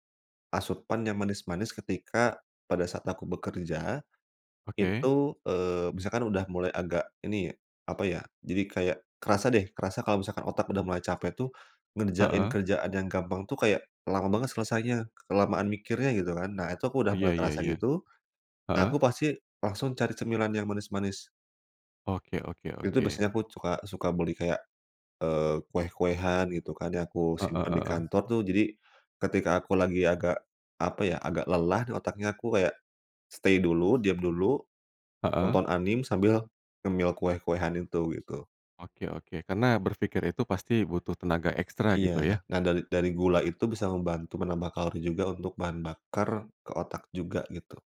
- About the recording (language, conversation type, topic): Indonesian, podcast, Apa kebiasaan sehari-hari yang membantu kreativitas Anda?
- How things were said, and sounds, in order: in English: "stay"